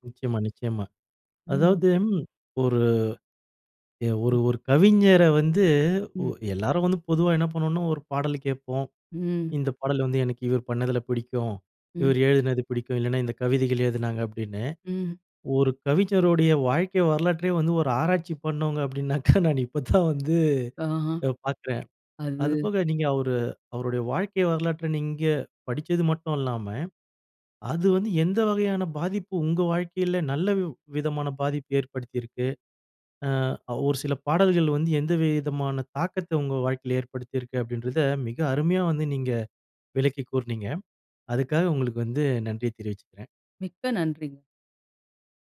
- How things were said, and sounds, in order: laughing while speaking: "அப்பிடினாக்கா, நான் இப்ப தான் வந்து நான் பார்க்குறேன்"
- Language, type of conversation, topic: Tamil, podcast, படம், பாடல் அல்லது ஒரு சம்பவம் மூலம் ஒரு புகழ்பெற்றவர் உங்கள் வாழ்க்கையை எப்படிப் பாதித்தார்?